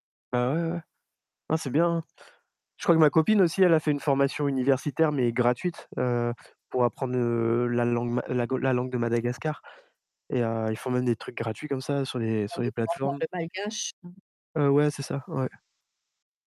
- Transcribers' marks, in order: tapping; distorted speech
- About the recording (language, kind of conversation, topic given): French, unstructured, Comment la technologie change-t-elle notre façon d’apprendre ?